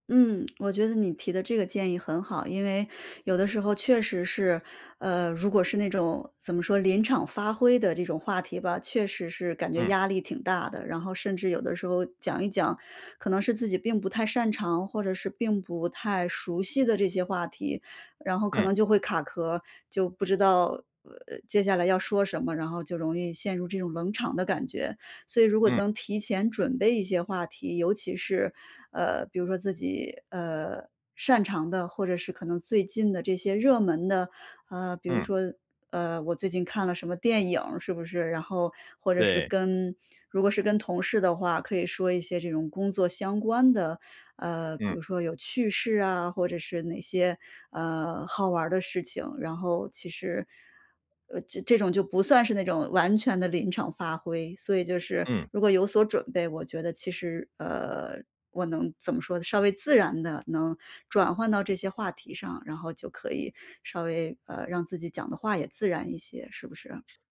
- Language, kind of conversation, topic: Chinese, advice, 我怎样才能在社交中不那么尴尬并增加互动？
- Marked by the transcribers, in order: none